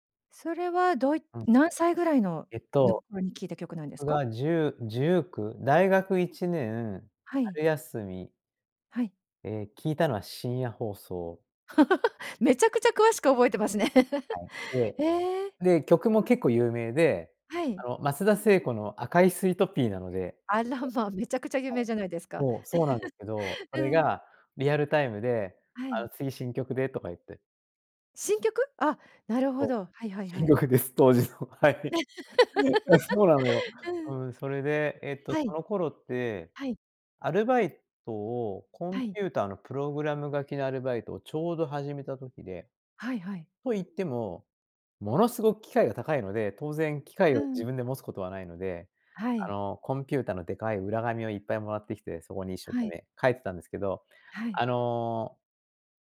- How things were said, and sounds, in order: laugh; laugh; laugh; laughing while speaking: "新曲です、当時の、はい"; giggle
- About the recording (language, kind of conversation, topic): Japanese, podcast, 心に残っている曲を1曲教えてもらえますか？